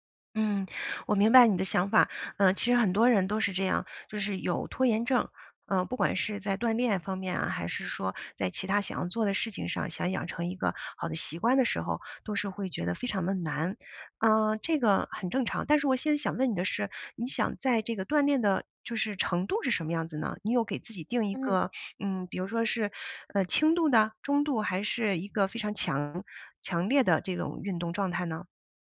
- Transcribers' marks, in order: none
- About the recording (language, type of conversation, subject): Chinese, advice, 你想开始锻炼却总是拖延、找借口，该怎么办？